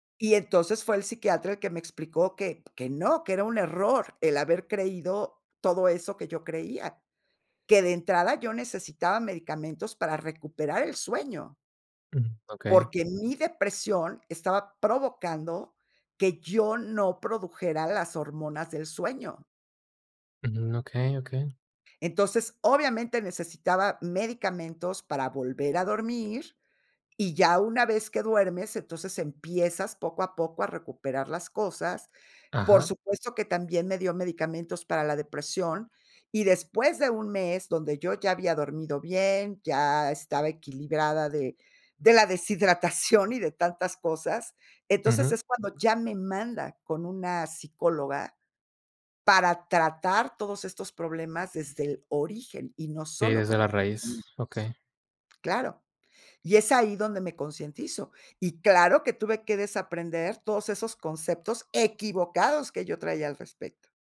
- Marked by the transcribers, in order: other background noise
- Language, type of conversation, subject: Spanish, podcast, ¿Qué papel cumple el error en el desaprendizaje?